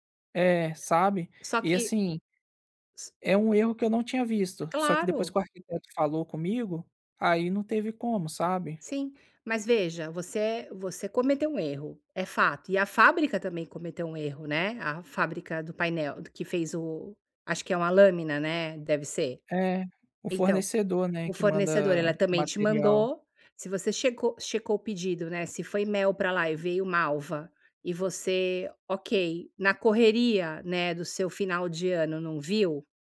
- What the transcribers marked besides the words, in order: tapping
- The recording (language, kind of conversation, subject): Portuguese, advice, Como posso manter a motivação depois de cometer um erro?